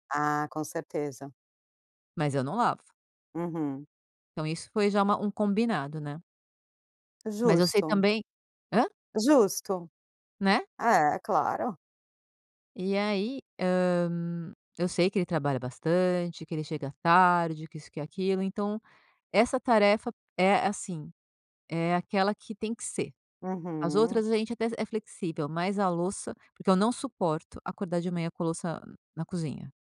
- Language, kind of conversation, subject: Portuguese, podcast, Como você evita distrações domésticas quando precisa se concentrar em casa?
- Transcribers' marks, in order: none